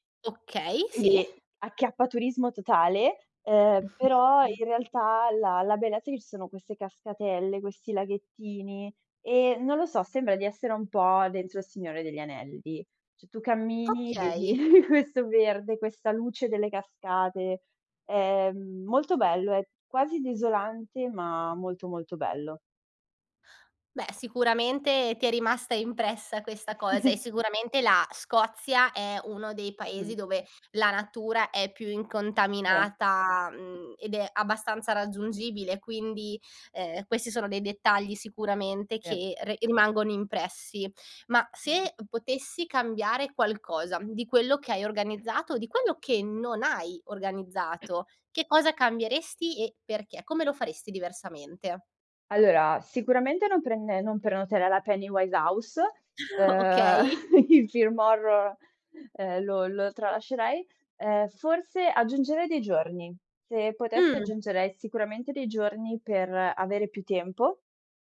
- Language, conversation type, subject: Italian, podcast, Raccontami di un viaggio che ti ha cambiato la vita?
- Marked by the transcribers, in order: chuckle; "Cioè" said as "ceh"; chuckle; laughing while speaking: "questo"; chuckle; tapping; other background noise; chuckle; laughing while speaking: "Okay"; laugh